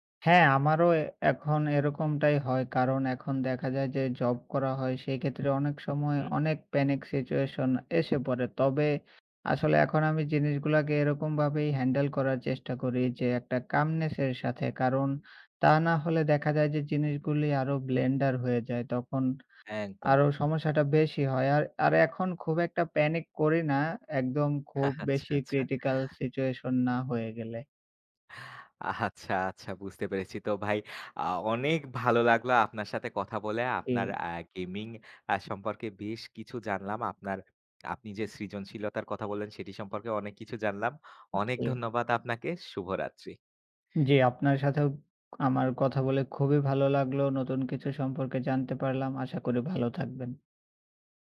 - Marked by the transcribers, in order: other background noise; in English: "কামনেস"; in English: "ব্লেন্ডার"; chuckle; laughing while speaking: "আচ্ছা, আচ্ছা"; laughing while speaking: "আচ্ছা"; tapping
- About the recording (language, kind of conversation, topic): Bengali, unstructured, গেমিং কি আমাদের সৃজনশীলতাকে উজ্জীবিত করে?